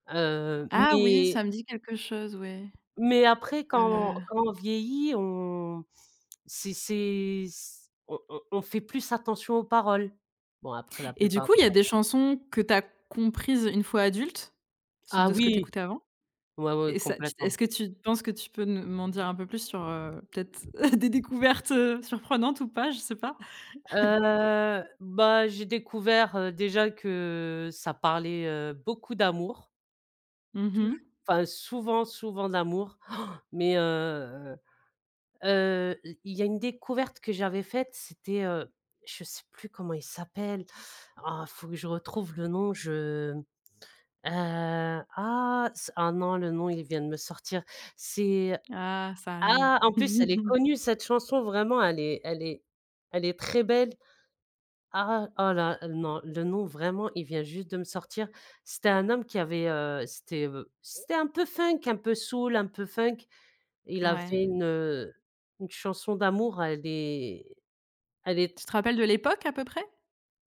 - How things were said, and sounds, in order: tapping; chuckle; laughing while speaking: "des découvertes, heu"; drawn out: "Heu"; chuckle; gasp; chuckle
- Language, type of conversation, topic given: French, podcast, Quelle musique t’a le plus marqué pendant ton adolescence ?